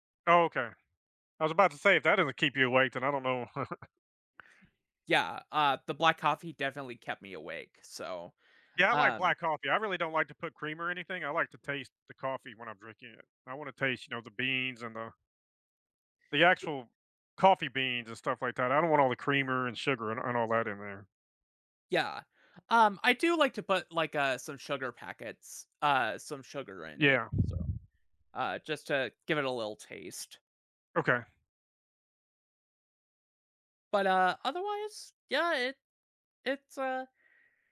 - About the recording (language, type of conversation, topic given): English, unstructured, What helps you recharge when life gets overwhelming?
- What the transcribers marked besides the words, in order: chuckle; tapping